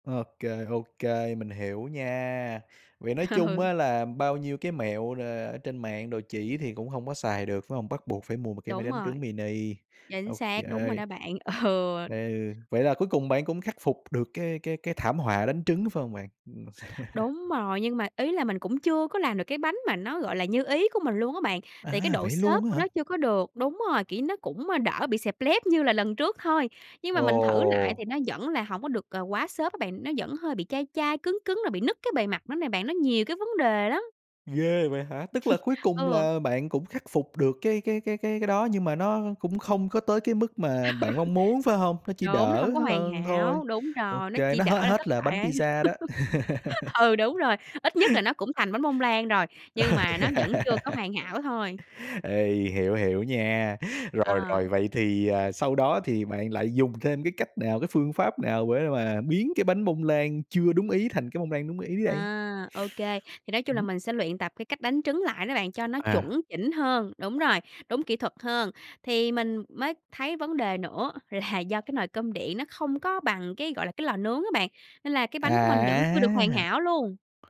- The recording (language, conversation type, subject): Vietnamese, podcast, Bạn có thể kể về một lần nấu ăn thất bại và bạn đã học được điều gì từ đó không?
- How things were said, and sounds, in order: laughing while speaking: "Ừ"; laughing while speaking: "ừ"; tapping; laugh; other background noise; chuckle; laugh; laugh; laugh; laugh; sniff; laughing while speaking: "là"